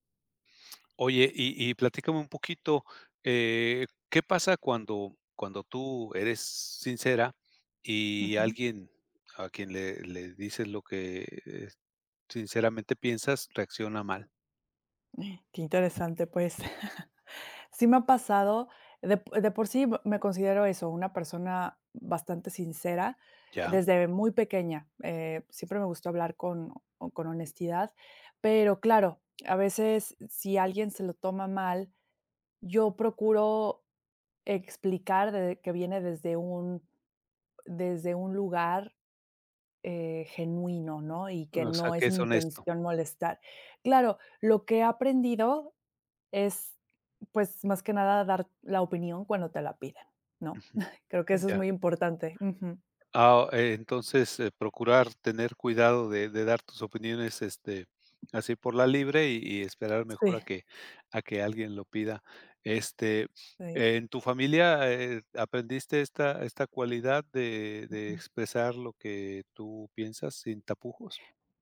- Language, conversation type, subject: Spanish, podcast, Qué haces cuando alguien reacciona mal a tu sinceridad
- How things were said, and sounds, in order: other noise; chuckle; chuckle; other background noise